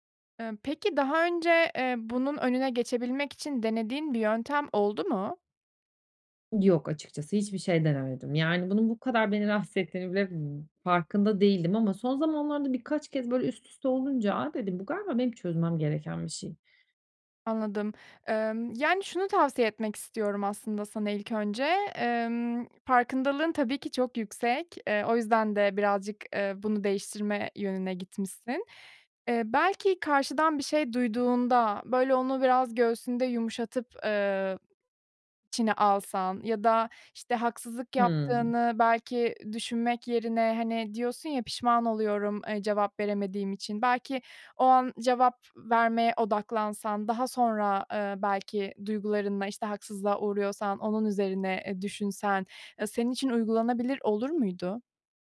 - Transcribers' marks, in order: other background noise
- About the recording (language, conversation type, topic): Turkish, advice, Ailemde tekrar eden çatışmalarda duygusal tepki vermek yerine nasıl daha sakin kalıp çözüm odaklı davranabilirim?